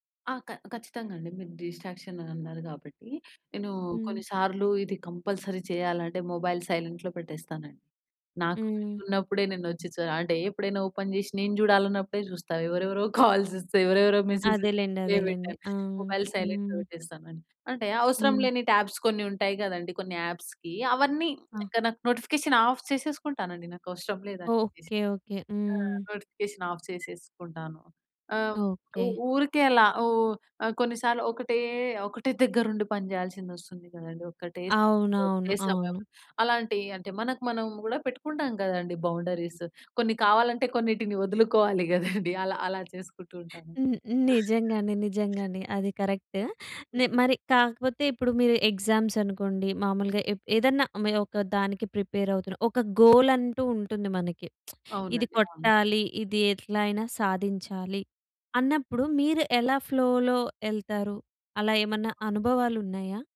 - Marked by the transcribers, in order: in English: "డిస్ట్రాక్షన్"; in English: "కంపల్సరీ"; in English: "మొబైల్ సైలెంట్‌లో"; in English: "ఫ్రీ"; in English: "ఓపెన్"; chuckle; in English: "కాల్స్"; in English: "మెసేజ్ రిప్లే"; in English: "సైలెంట్‌లో"; in English: "ట్యాబ్స్"; in English: "యాప్స్‌కి"; in English: "నోటిఫికేషన్ ఆఫ్"; in English: "నోటిఫికేషన్ ఆఫ్"; in English: "బౌండరీస్"; giggle; other background noise; in English: "కరెక్ట్"; other noise; in English: "ఎగ్జామ్స్"; in English: "ప్రిపేర్"; in English: "గోల్"; lip smack; in English: "ఫ్లోలో"
- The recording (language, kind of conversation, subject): Telugu, podcast, ఫ్లో స్థితిలో మునిగిపోయినట్టు అనిపించిన ఒక అనుభవాన్ని మీరు చెప్పగలరా?